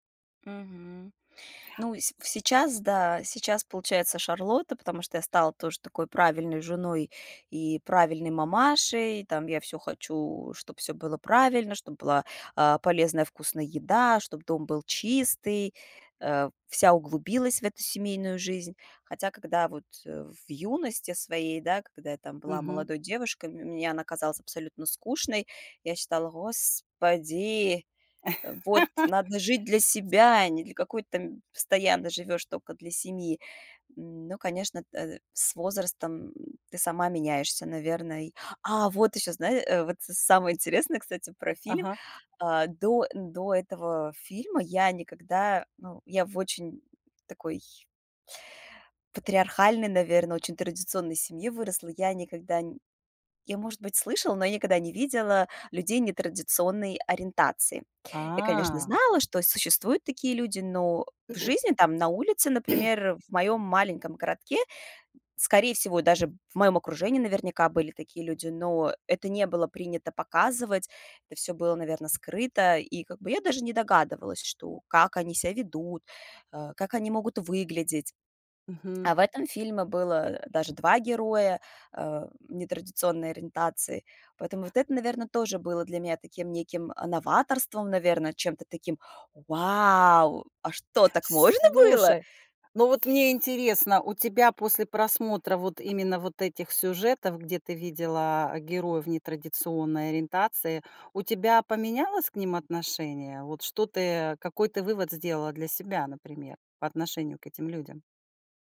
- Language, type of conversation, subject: Russian, podcast, Какой сериал вы могли бы пересматривать бесконечно?
- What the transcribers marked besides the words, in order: laugh; tapping; put-on voice: "Господи, вот надо жить для себя, а не для какой-то там"; throat clearing; surprised: "Вау! А что, так можно было?"